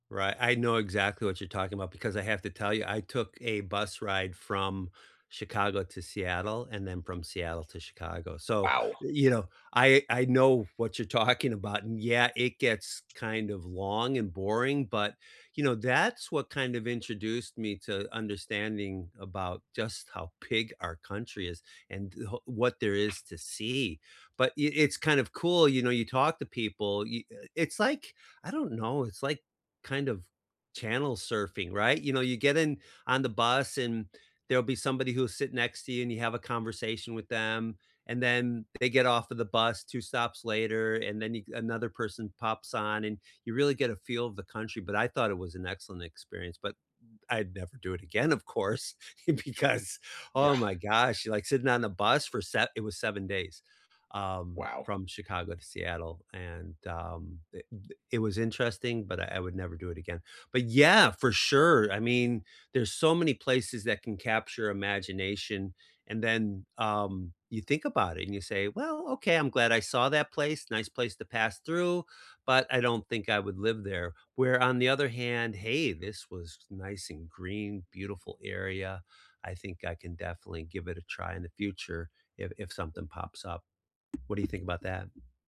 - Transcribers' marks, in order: laughing while speaking: "talking"; tapping; other background noise; laughing while speaking: "because"
- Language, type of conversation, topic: English, unstructured, How do you navigate local etiquette to connect with people when you travel?
- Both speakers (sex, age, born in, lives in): male, 20-24, United States, United States; male, 60-64, United States, United States